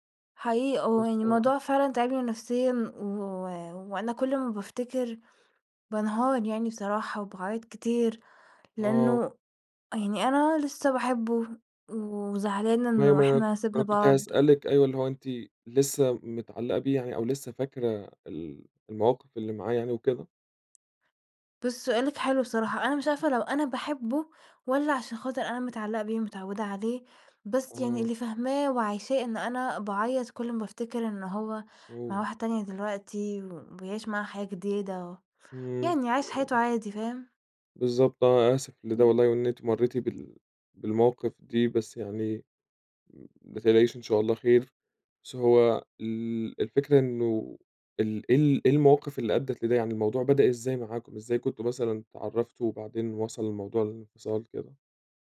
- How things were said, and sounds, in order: tapping; unintelligible speech; unintelligible speech; unintelligible speech
- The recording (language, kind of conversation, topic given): Arabic, advice, إزاي أتعامل لما أشوف شريكي السابق مع حد جديد؟